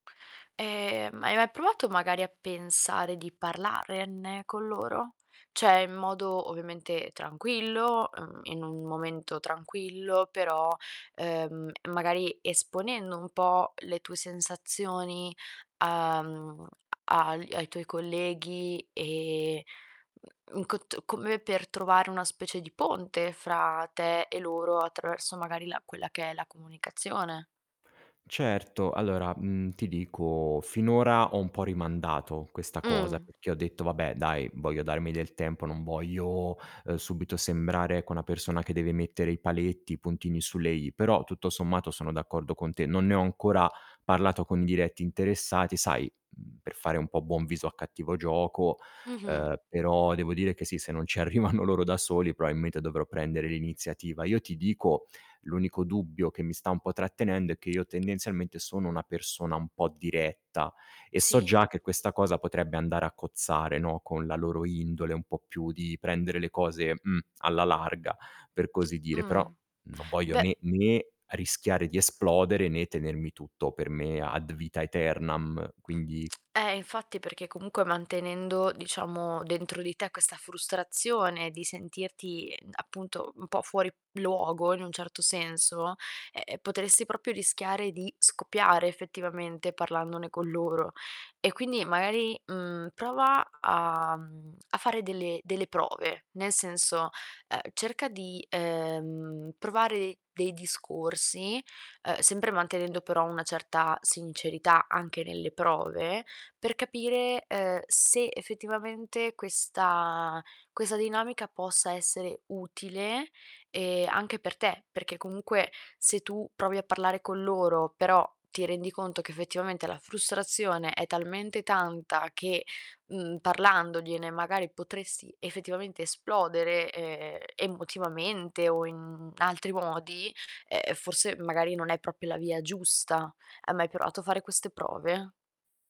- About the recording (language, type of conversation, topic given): Italian, advice, In quali situazioni nel quartiere o al lavoro ti sei sentito/a un/una outsider a causa di differenze culturali?
- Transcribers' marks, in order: tapping; distorted speech; "parlarne" said as "parlarenne"; "Cioè" said as "ceh"; laughing while speaking: "arrivano"; "probabilmente" said as "proailmente"; "Sì" said as "Tsì"; other background noise; in Latin: "ad vitam aeternam"; other noise; "potresti" said as "potressi"; "proprio" said as "propio"; "questa" said as "quesa"; "proprio" said as "propio"